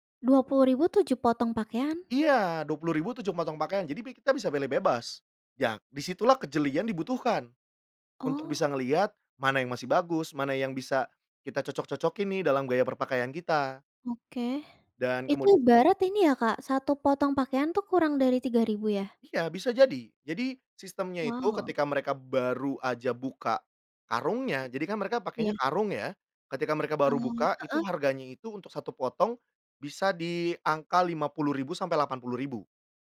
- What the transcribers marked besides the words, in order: tapping
- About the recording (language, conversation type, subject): Indonesian, podcast, Bagaimana kamu tetap tampil gaya sambil tetap hemat anggaran?